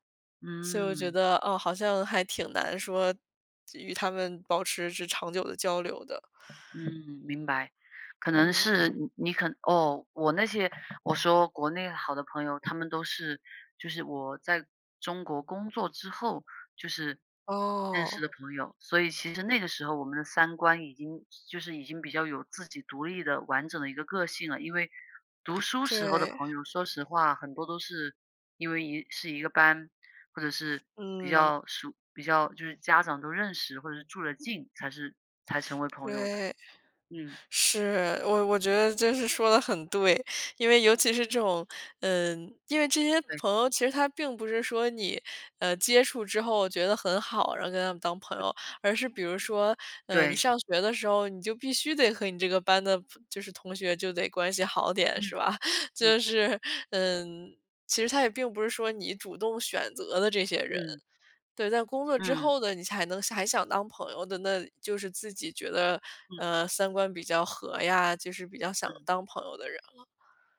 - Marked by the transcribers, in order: "着" said as "之"; tapping; laughing while speaking: "吧？ 就是"
- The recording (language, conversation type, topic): Chinese, unstructured, 朋友之间如何保持长久的友谊？